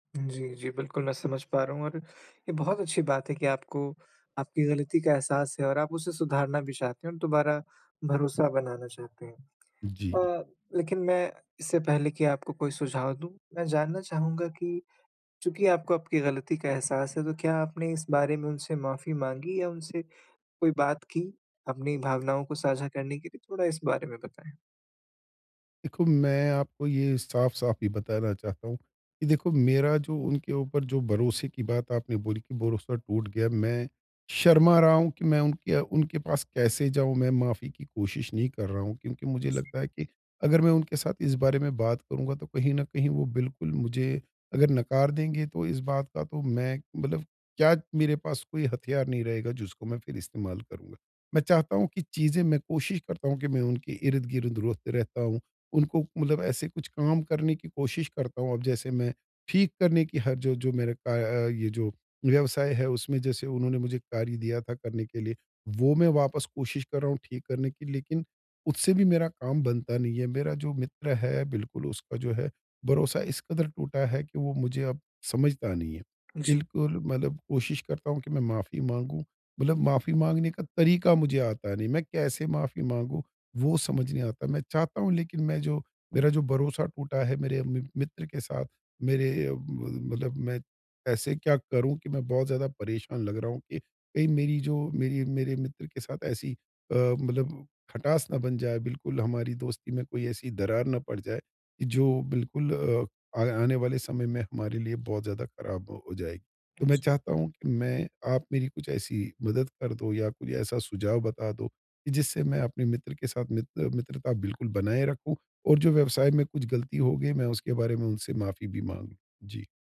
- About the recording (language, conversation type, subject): Hindi, advice, टूटे हुए भरोसे को धीरे-धीरे फिर से कैसे कायम किया जा सकता है?
- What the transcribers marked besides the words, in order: other background noise; tapping